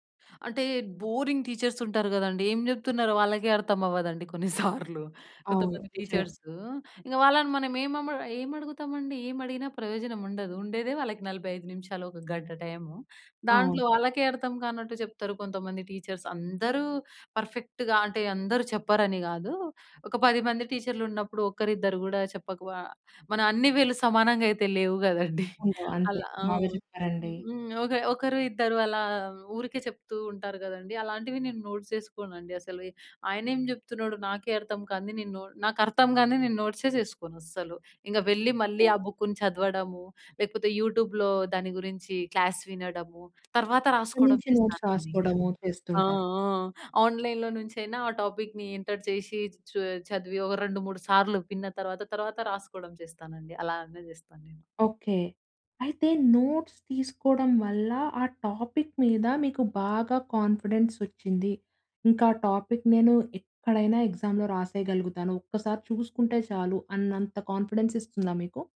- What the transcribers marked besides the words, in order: in English: "బోరింగ్ టీచర్స్"; chuckle; in English: "టీచర్స్"; in English: "టీచర్స్"; in English: "పర్ఫెక్ట్‌గా"; chuckle; in English: "నోట్స్"; in English: "బుక్‌ని"; in English: "యూట్యూబ్‌లో"; in English: "క్లాస్"; other background noise; in English: "నోట్స్"; in English: "ఆన్‌లైన్‌లో"; in English: "టాపిక్‌ని ఎంటర్"; in English: "నోట్స్"; in English: "టాపిక్"; in English: "కాన్ఫిడెన్స్"; in English: "టాపిక్‌ని"; in English: "ఎగ్జామ్‌లో"; in English: "కాన్ఫిడెన్స్"; tapping
- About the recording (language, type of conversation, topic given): Telugu, podcast, నోట్స్ తీసుకోవడానికి మీరు సాధారణంగా ఏ విధానం అనుసరిస్తారు?